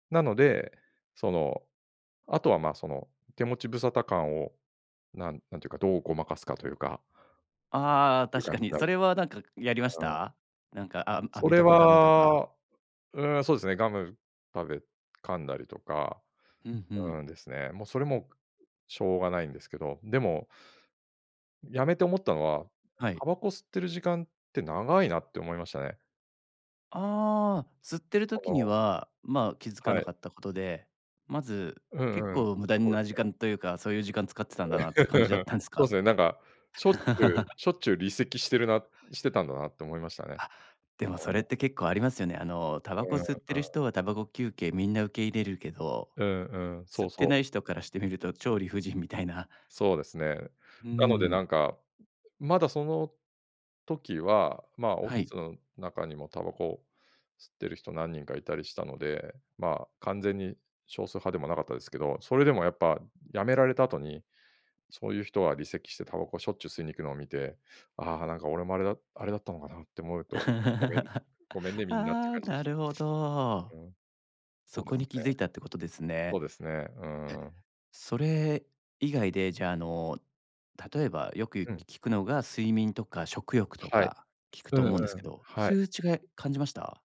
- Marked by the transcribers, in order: laugh; laugh; laugh; other background noise
- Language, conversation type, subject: Japanese, podcast, 習慣を変えたことで、人生が変わった経験はありますか？